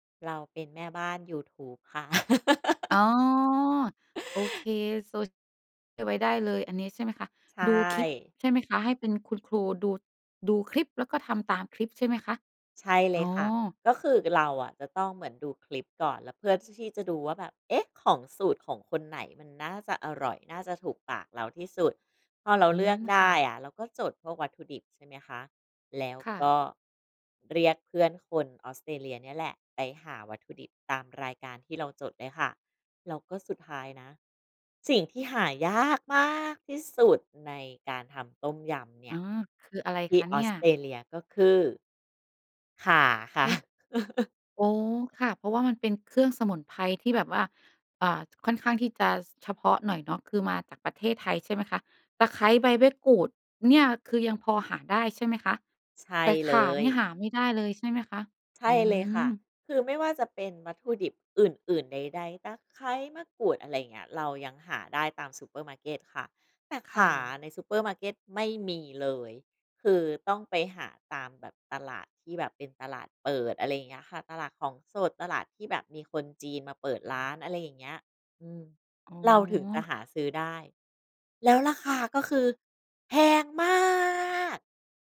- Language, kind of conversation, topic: Thai, podcast, อาหารช่วยให้คุณปรับตัวได้อย่างไร?
- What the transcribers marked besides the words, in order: laugh; gasp; stressed: "ยากมากที่สุด"; chuckle; stressed: "แพงมาก"